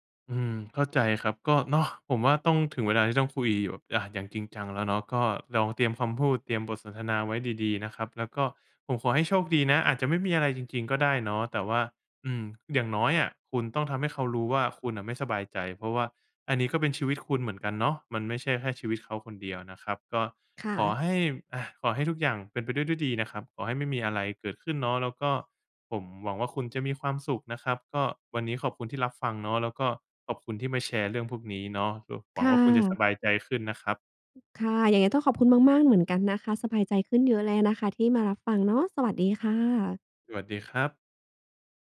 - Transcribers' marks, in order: unintelligible speech
- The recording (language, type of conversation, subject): Thai, advice, ฉันสงสัยว่าแฟนกำลังนอกใจฉันอยู่หรือเปล่า?